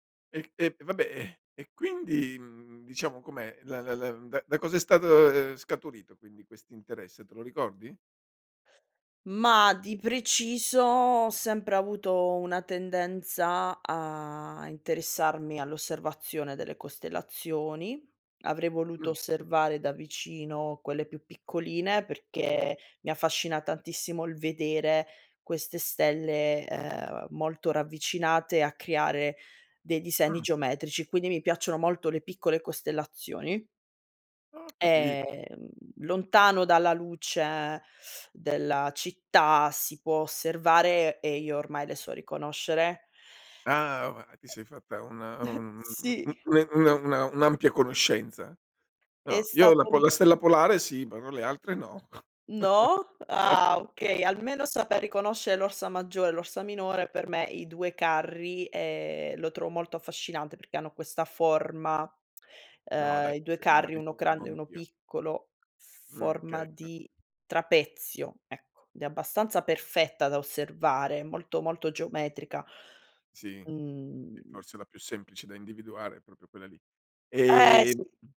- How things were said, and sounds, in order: lip smack; drawn out: "Ehm"; teeth sucking; tapping; chuckle; chuckle; unintelligible speech; other background noise; drawn out: "Eh"; drawn out: "Ehm"
- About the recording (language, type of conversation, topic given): Italian, podcast, Che cosa accende la tua curiosità quando studi qualcosa di nuovo?